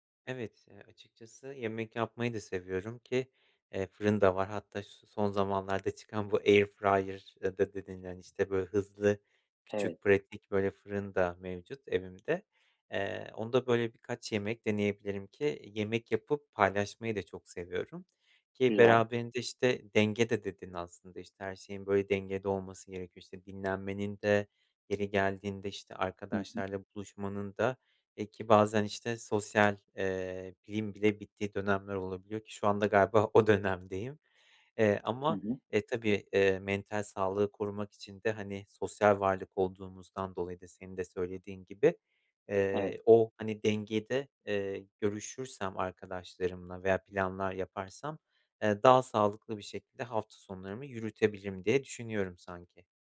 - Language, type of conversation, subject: Turkish, advice, Hafta sonlarımı dinlenmek ve enerji toplamak için nasıl düzenlemeliyim?
- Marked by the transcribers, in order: in English: "air fryer'da"; tapping